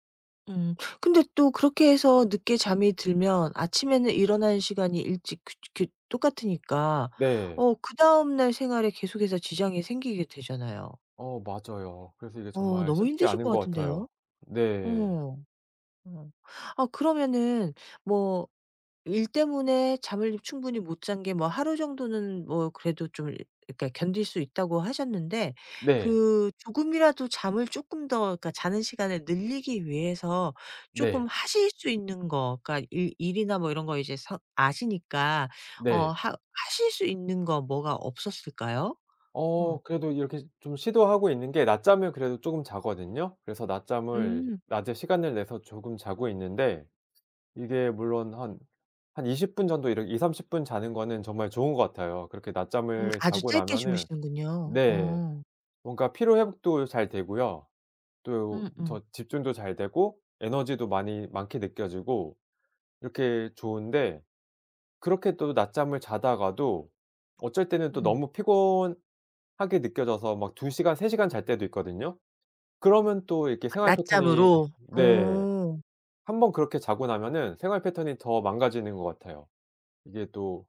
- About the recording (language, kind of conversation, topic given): Korean, advice, 규칙적인 수면 시간을 지키기 어려운 이유는 무엇인가요?
- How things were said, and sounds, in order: other background noise